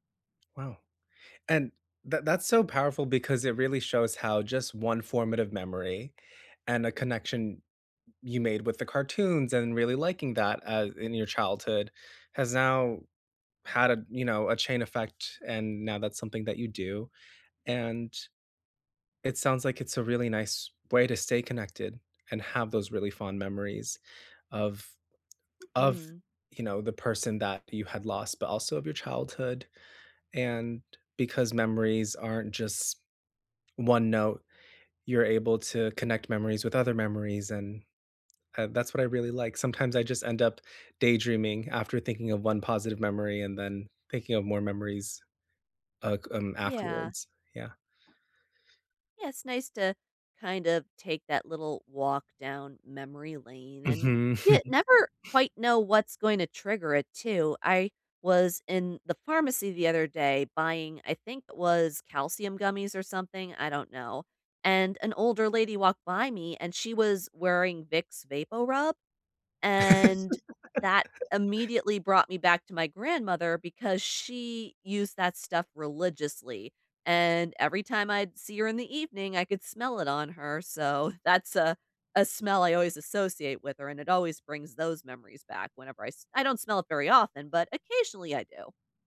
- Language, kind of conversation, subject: English, unstructured, What role do memories play in coping with loss?
- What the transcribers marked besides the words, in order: other background noise; chuckle; laugh; laughing while speaking: "so"